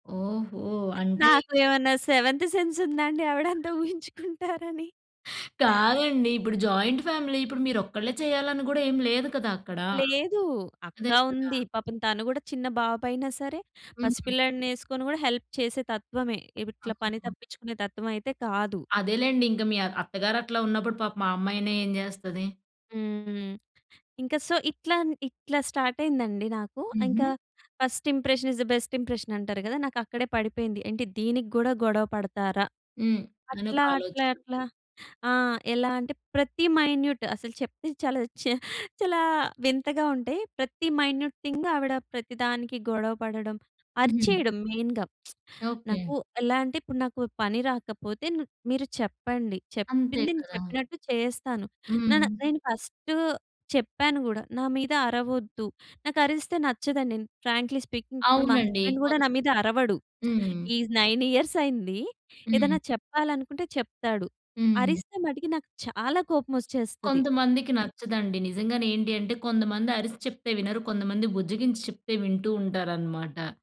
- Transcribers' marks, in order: other noise; laughing while speaking: "నాకు ఏవన్నా సెవెంత్ సెన్స్ ఉందా అండి. ఆవిడ అంత ఊహించుకుంటారని?"; in English: "సెవెంత్ సెన్స్"; in English: "జాయింట్ ఫ్యామిలీ"; in English: "హెల్ప్"; in English: "సో"; in English: "స్టార్ట్"; in English: "ఫస్ట్ ఇంప్రెషన్ ఇస్ ద బెస్ట్ ఇంప్రెషన్"; in English: "మైన్యూట్"; in English: "మైన్యూట్ థింగ్"; in English: "మెయిన్‌గా"; lip smack; in English: "ఫ్రాంక్లీ స్పీకింగ్"; in English: "నైన్ ఇయర్స్"
- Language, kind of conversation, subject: Telugu, podcast, మీ తప్పుల గురించి తల్లిదండ్రులకు చెప్పినప్పుడు వారు ఎలా స్పందించారు?